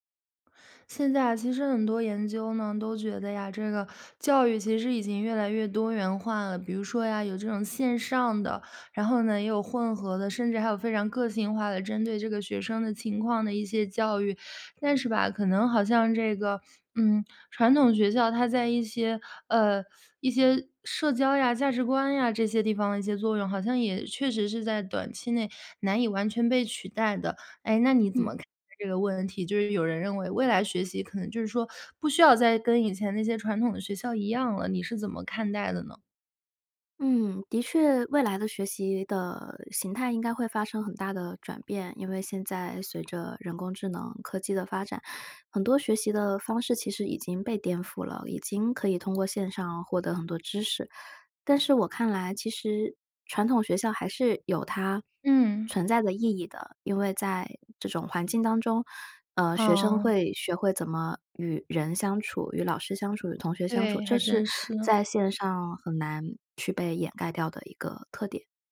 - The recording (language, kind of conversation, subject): Chinese, podcast, 未来的学习还需要传统学校吗？
- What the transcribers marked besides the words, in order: teeth sucking; tapping; other background noise